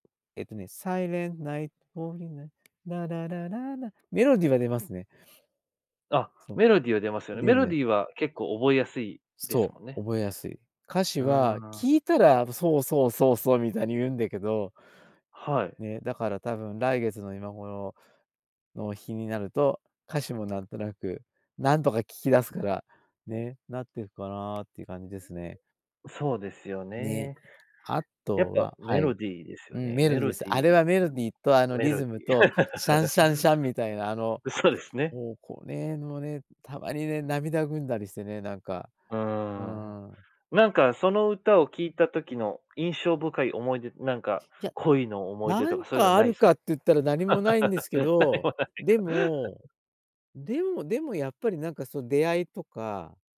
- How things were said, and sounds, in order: singing: "サイレンナイト、ホーリーナイト、 ららららら"; tapping; other background noise; laugh; laugh; laughing while speaking: "なにもないか"; laugh
- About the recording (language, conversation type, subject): Japanese, podcast, 特定の季節を思い出す曲はありますか？